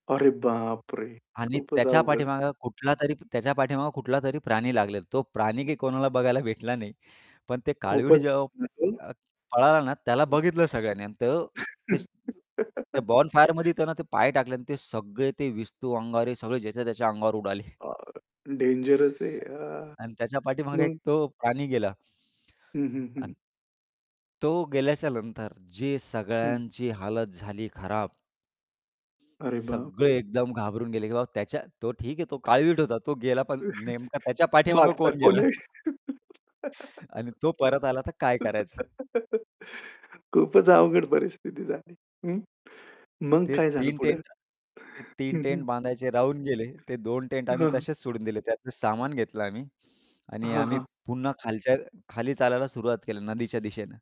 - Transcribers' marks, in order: static; tapping; unintelligible speech; laugh; other background noise; in English: "बोनफायरमध्ये"; laugh; laughing while speaking: "गेला?"; laugh
- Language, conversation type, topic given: Marathi, podcast, तुमच्या पहिल्या कॅम्पिंगच्या रात्रीची आठवण काय आहे?